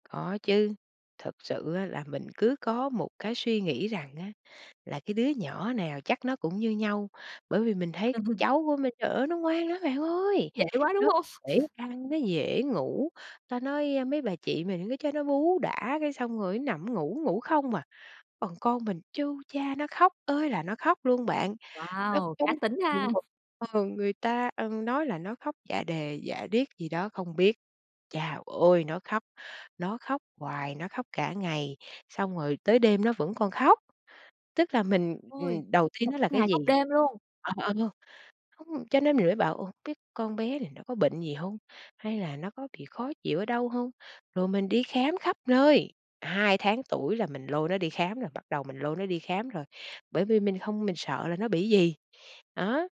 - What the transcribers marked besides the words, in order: other background noise; sniff; unintelligible speech
- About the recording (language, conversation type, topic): Vietnamese, podcast, Lần đầu làm cha hoặc mẹ, bạn đã cảm thấy thế nào?